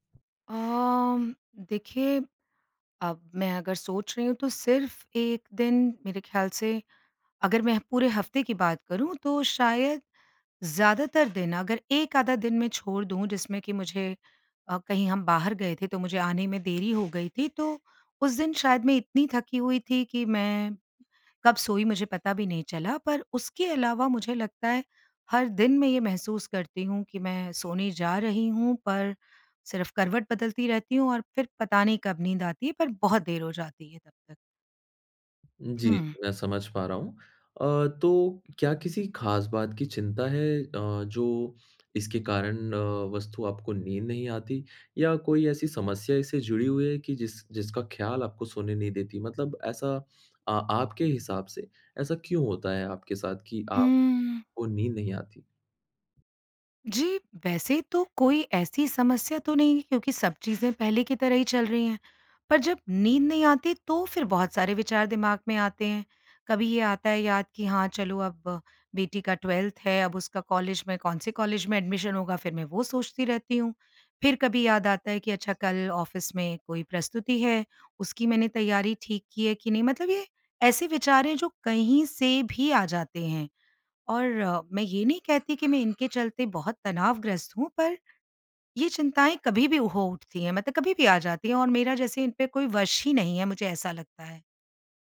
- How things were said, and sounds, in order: in English: "ट्वेल्थ"; in English: "एडमिशन"; in English: "ऑफ़िस"; other background noise
- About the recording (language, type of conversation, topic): Hindi, advice, क्या चिंता के कारण आपको रात में नींद नहीं आती और आप सुबह थका हुआ महसूस करके उठते हैं?